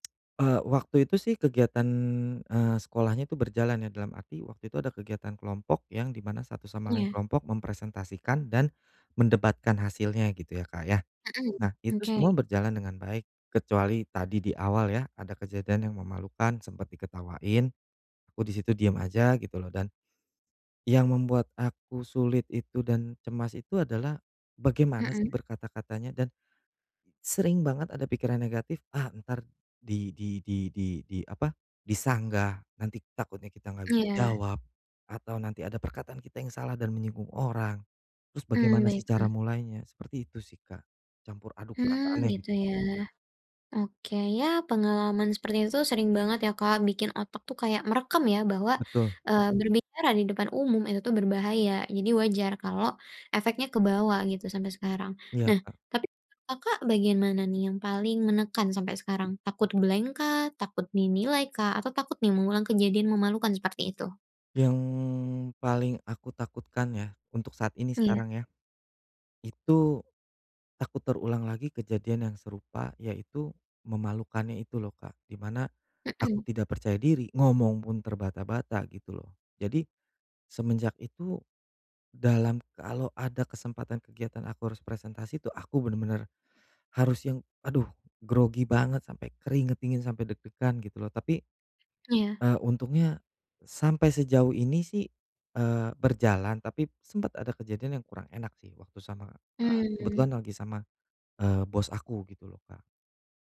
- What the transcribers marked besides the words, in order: other background noise; other animal sound; in English: "blank"; stressed: "ngomong"
- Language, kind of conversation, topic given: Indonesian, advice, Bagaimana cara mengurangi kecemasan saat berbicara di depan umum?